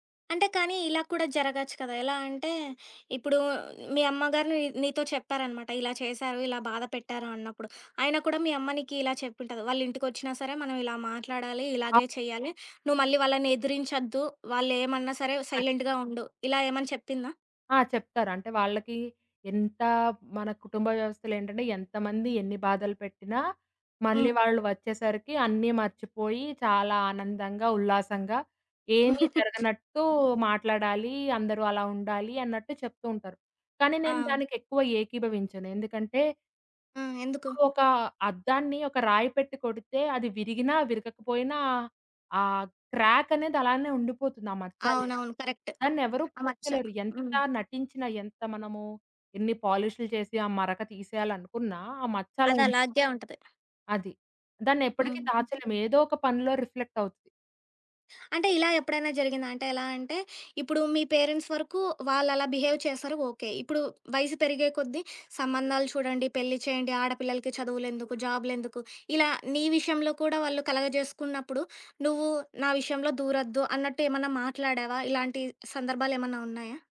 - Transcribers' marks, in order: chuckle; other background noise; in English: "కరెక్ట్"; in English: "పేరెంట్స్"; in English: "బిహేవ్"
- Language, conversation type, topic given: Telugu, podcast, పెద్దవారితో సరిహద్దులు పెట్టుకోవడం మీకు ఎలా అనిపించింది?